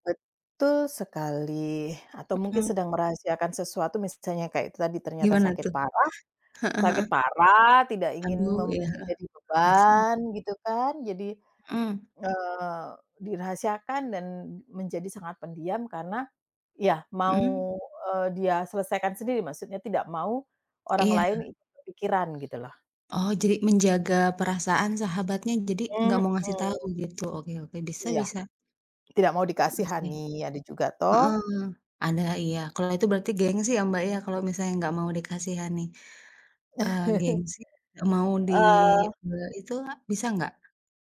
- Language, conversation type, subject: Indonesian, unstructured, Apa yang membuat sebuah persahabatan bertahan lama?
- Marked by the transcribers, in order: other background noise; tapping; chuckle